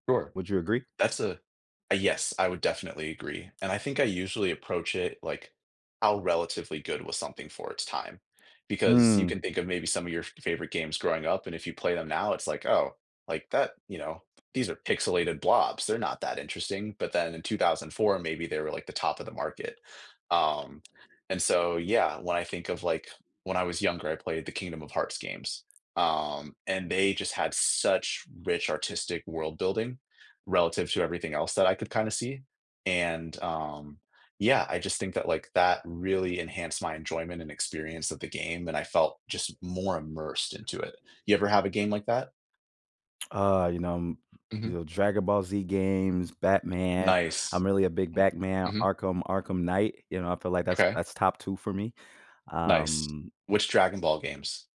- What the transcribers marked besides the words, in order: other background noise; tapping; "Batman" said as "Bakman"
- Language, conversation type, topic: English, unstructured, What qualities make a fictional character stand out and connect with audiences?
- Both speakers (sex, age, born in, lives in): male, 25-29, Canada, United States; male, 30-34, United States, United States